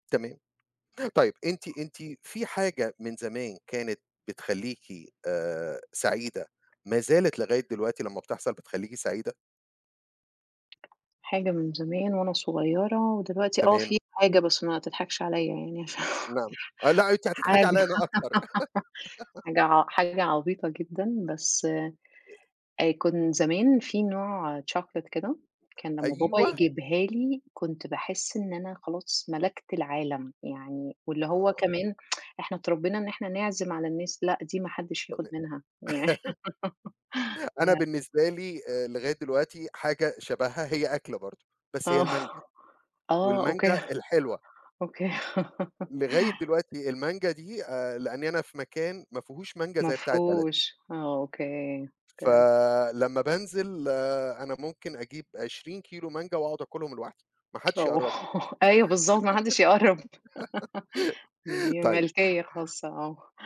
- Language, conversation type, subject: Arabic, unstructured, إيه الحاجة اللي بتخليك تحس بالسعادة فورًا؟
- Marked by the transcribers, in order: other background noise; tapping; laugh; laugh; in English: "chocolate"; tsk; laugh; chuckle; laugh; laugh; giggle